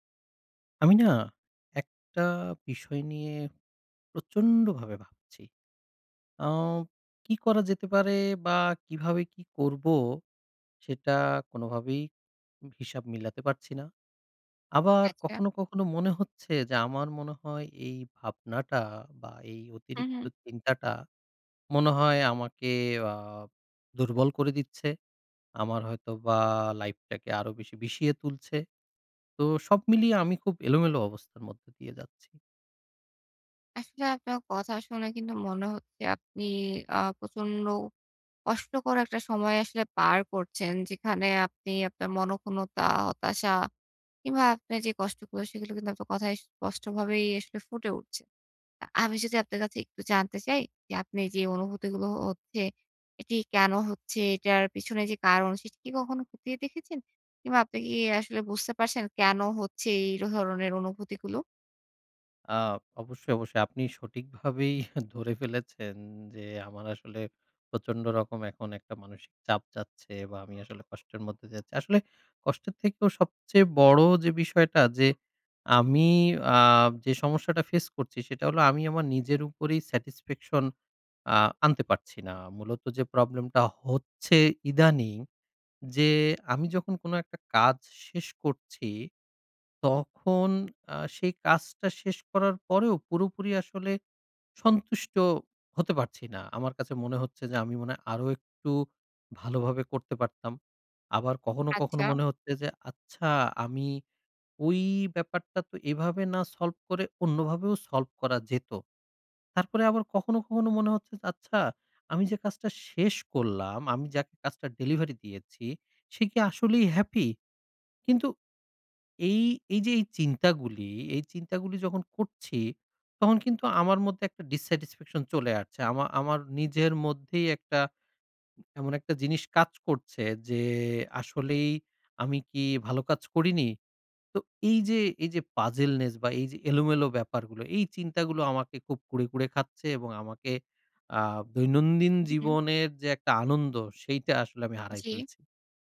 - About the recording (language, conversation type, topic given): Bengali, advice, কাজ শেষ হলেও আমার সন্তুষ্টি আসে না এবং আমি সব সময় বদলাতে চাই—এটা কেন হয়?
- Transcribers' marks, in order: stressed: "প্রচন্ড"; laughing while speaking: "ধরে ফেলেছেন"; in English: "স্যাটিসফ্যাকশন"; in English: "ডিস-স্যাটিসফ্যাকশন"; in English: "পাজলনেস"